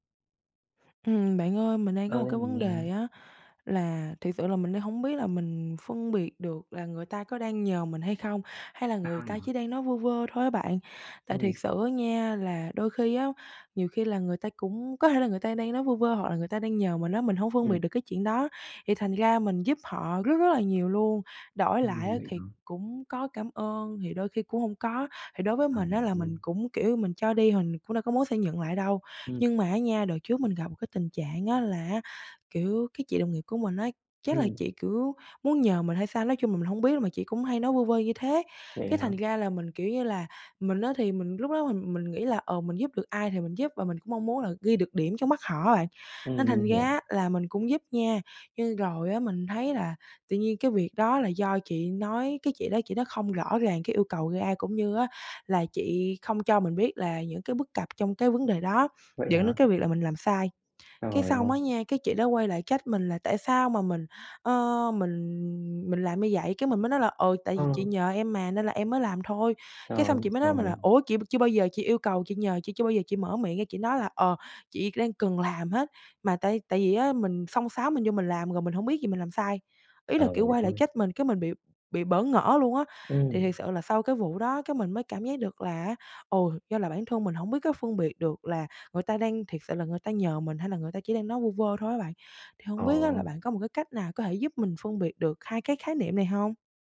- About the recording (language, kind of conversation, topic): Vietnamese, advice, Làm sao phân biệt phản hồi theo yêu cầu và phản hồi không theo yêu cầu?
- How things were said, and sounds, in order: tapping; unintelligible speech; other background noise